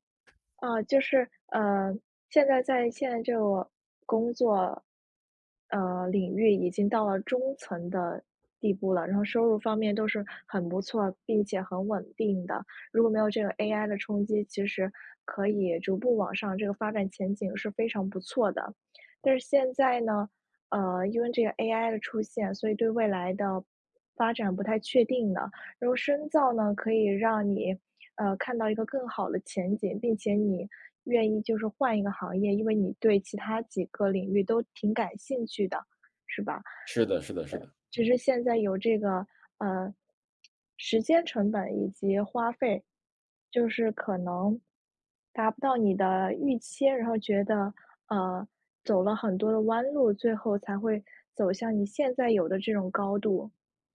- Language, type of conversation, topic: Chinese, advice, 我该选择进修深造还是继续工作？
- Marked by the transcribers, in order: none